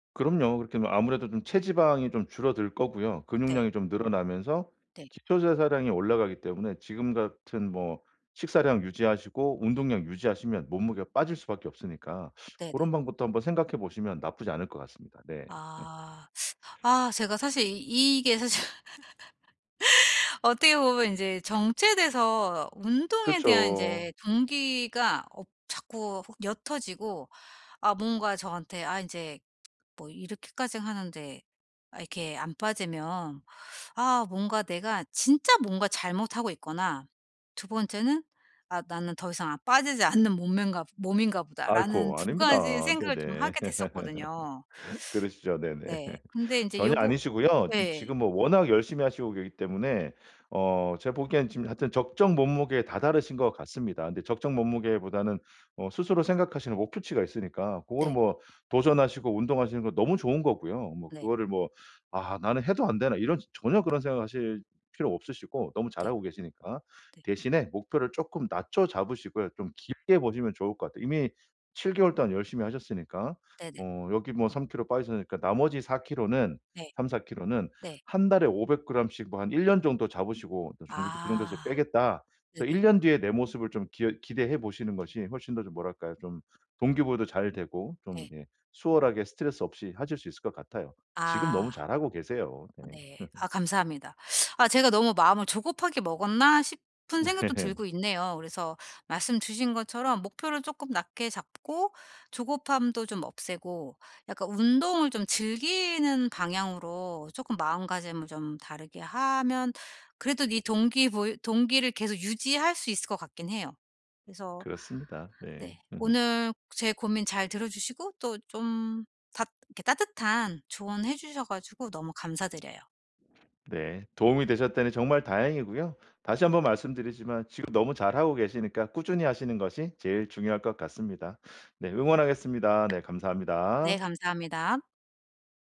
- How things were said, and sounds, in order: laugh; laugh; other background noise; laughing while speaking: "않는"; laugh; "계시기" said as "겨기"; tapping; laugh; laugh; laugh
- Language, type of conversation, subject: Korean, advice, 습관이 제자리걸음이라 동기가 떨어질 때 어떻게 다시 회복하고 꾸준히 이어갈 수 있나요?